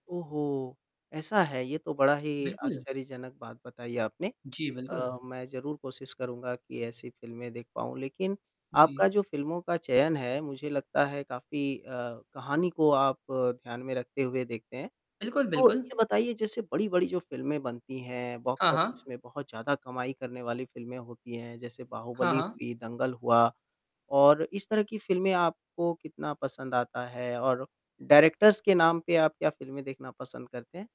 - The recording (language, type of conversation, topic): Hindi, podcast, आपकी पसंदीदा फिल्म कौन-सी है और आपको वह क्यों पसंद है?
- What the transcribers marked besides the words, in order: static; tapping; in English: "डायरेक्टर्स"